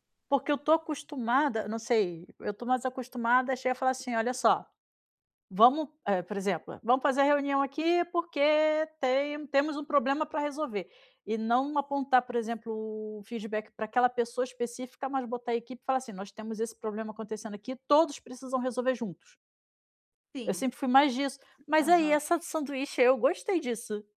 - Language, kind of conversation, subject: Portuguese, advice, Como posso antecipar obstáculos potenciais que podem atrapalhar meus objetivos?
- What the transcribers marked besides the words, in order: tapping